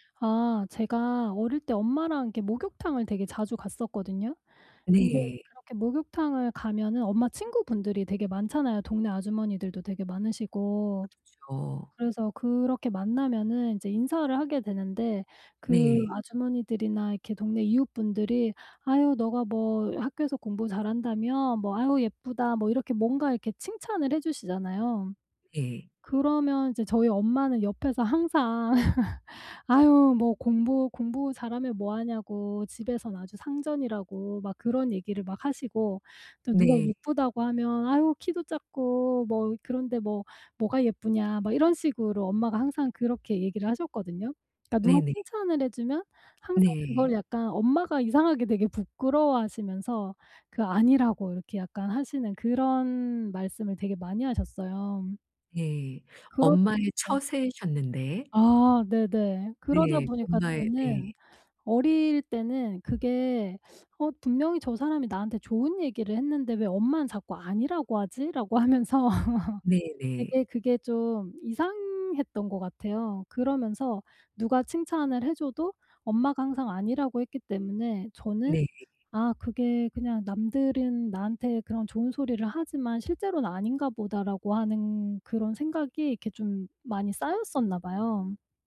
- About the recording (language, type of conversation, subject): Korean, advice, 자기의심을 줄이고 자신감을 키우려면 어떻게 해야 하나요?
- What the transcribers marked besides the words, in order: other background noise; laugh; background speech; teeth sucking; laugh